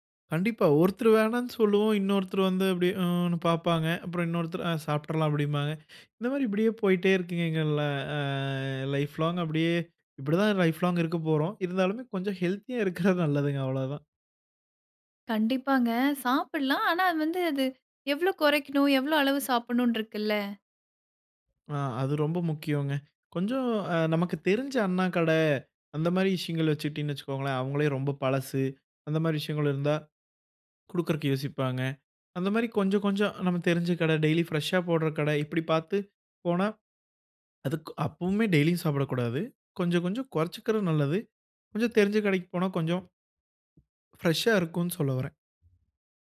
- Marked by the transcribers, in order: other background noise; drawn out: "ல அ"; laughing while speaking: "இருக்கிறது"
- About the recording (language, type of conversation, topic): Tamil, podcast, அங்குள்ள தெரு உணவுகள் உங்களை முதன்முறையாக எப்படி கவர்ந்தன?